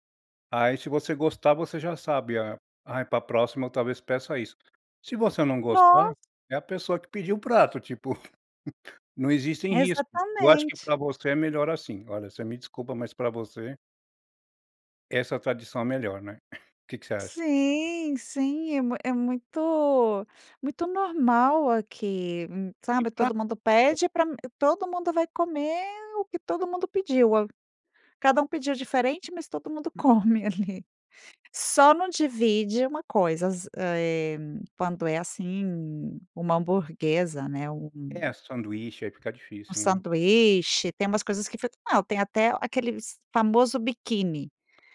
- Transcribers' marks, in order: unintelligible speech
- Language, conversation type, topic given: Portuguese, podcast, Como a comida influenciou sua adaptação cultural?